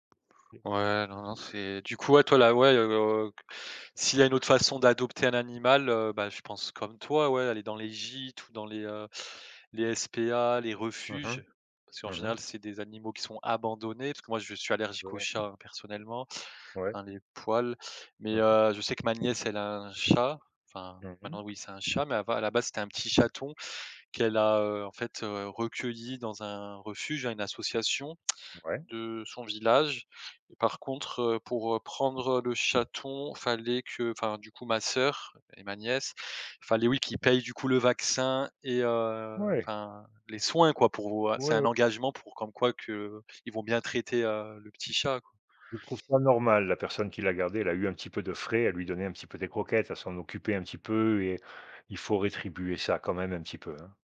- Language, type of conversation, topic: French, unstructured, Est-il juste d’acheter un animal en animalerie ?
- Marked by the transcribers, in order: other background noise; stressed: "abandonnés"; tsk; tapping; stressed: "soins"